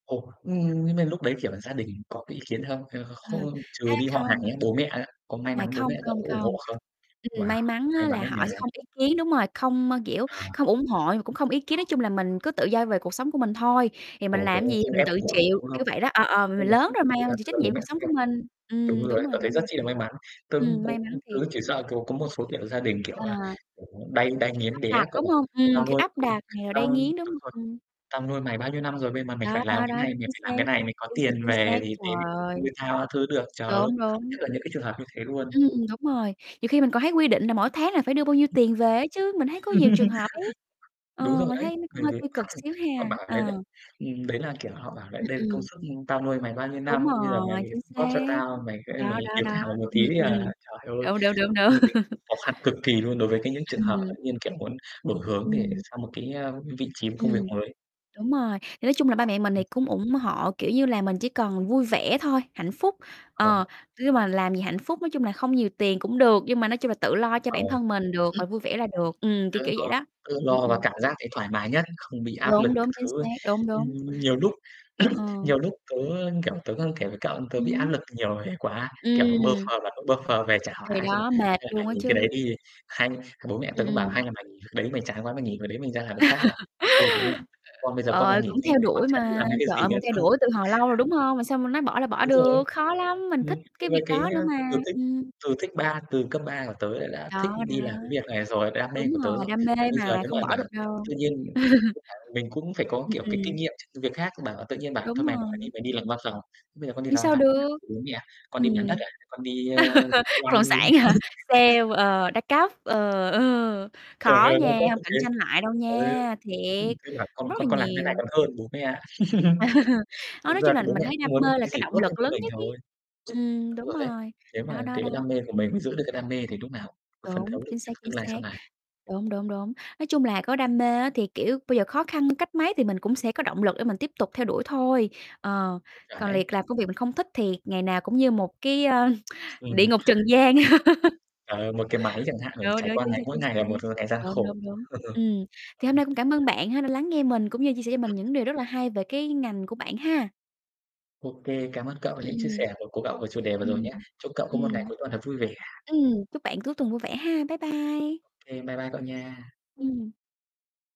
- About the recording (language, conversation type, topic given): Vietnamese, unstructured, Bạn muốn đạt được điều gì trong 5 năm tới?
- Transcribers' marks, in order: distorted speech; other background noise; static; unintelligible speech; "đấy" said as "đé"; unintelligible speech; mechanical hum; "đến" said as "tến"; unintelligible speech; laugh; unintelligible speech; unintelligible speech; laugh; tapping; throat clearing; unintelligible speech; laugh; other noise; chuckle; laugh; laugh; unintelligible speech; laugh; unintelligible speech; laugh; unintelligible speech; tsk; laugh; laugh; unintelligible speech